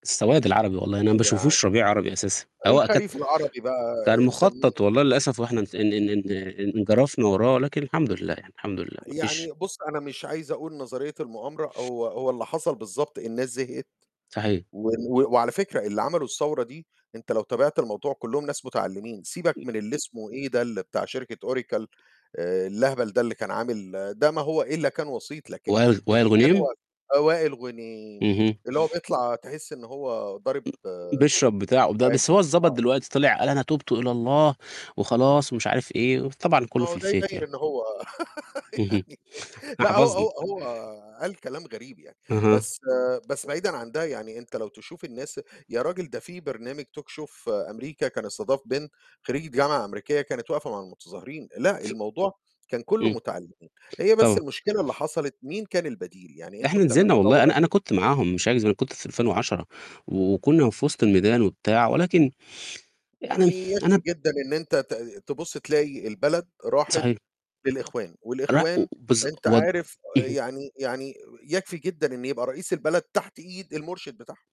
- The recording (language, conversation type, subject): Arabic, unstructured, إزاي بتعبّر عن نفسك لما بتكون مبسوط؟
- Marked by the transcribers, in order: other noise; tapping; in English: "الfake"; laugh; laughing while speaking: "يعني"; static; laughing while speaking: "إحنا حفظنا"; in English: "talk show"